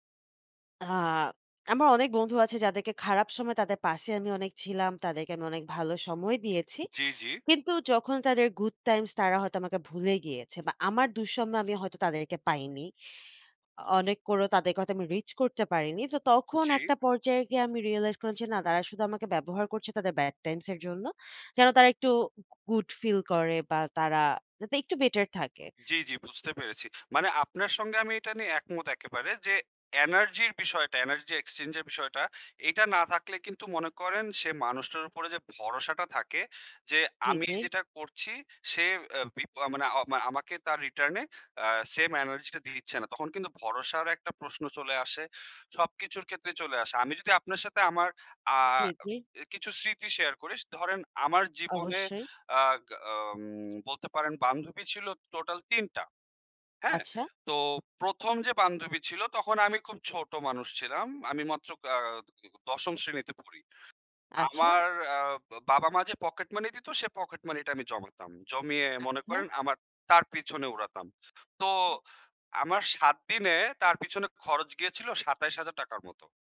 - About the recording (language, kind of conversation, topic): Bengali, unstructured, কীভাবে বুঝবেন প্রেমের সম্পর্কে আপনাকে ব্যবহার করা হচ্ছে?
- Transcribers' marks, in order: none